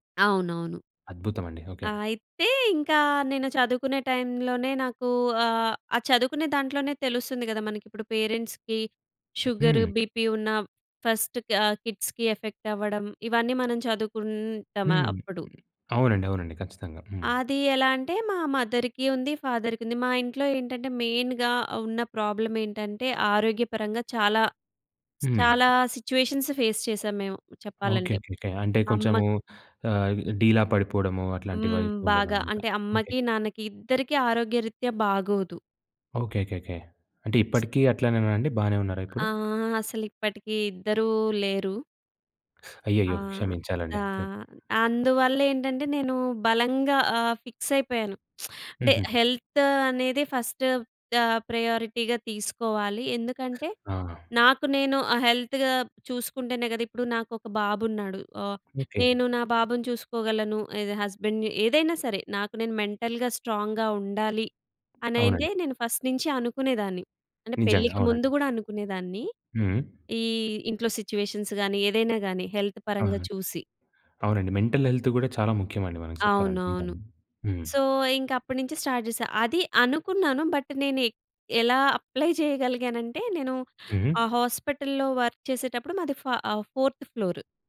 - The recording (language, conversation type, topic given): Telugu, podcast, ఇంటి పనులు, బాధ్యతలు ఎక్కువగా ఉన్నప్పుడు హాబీపై ఏకాగ్రతను ఎలా కొనసాగిస్తారు?
- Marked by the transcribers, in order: in English: "పేరెంట్స్‌కి"; in English: "బీపీ"; other background noise; in English: "ఫస్ట్"; in English: "కిడ్స్‌కి"; in English: "మదర్‌కి"; in English: "మెయిన్‌గా"; in English: "సిచ్యువేషన్స్ ఫేస్"; teeth sucking; lip smack; in English: "హెల్త్"; in English: "ప్రయారిటీగా"; in English: "హెల్త్‌గా"; in English: "హస్బెండ్‌ని"; in English: "మెంటల్‌గా స్ట్రాంగ్‌గా"; in English: "ఫస్ట్"; in English: "సిచ్యువేషన్స్"; in English: "హెల్త్"; in English: "మెంటల్ హెల్త్"; in English: "సో"; in English: "స్టార్ట్"; in English: "బట్"; in English: "అప్లై"; in English: "వర్క్"; in English: "ఫోర్త్ ఫ్లోర్"